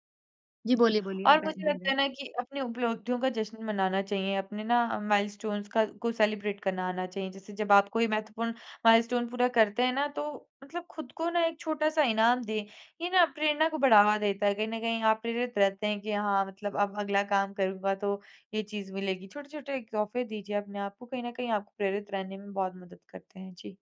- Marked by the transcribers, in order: in English: "माइलस्टोन्स"; in English: "सेलिब्रेट"; in English: "माइलस्टोन"
- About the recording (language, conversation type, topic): Hindi, podcast, लंबे प्रोजेक्ट में ध्यान बनाए रखने के लिए क्या करें?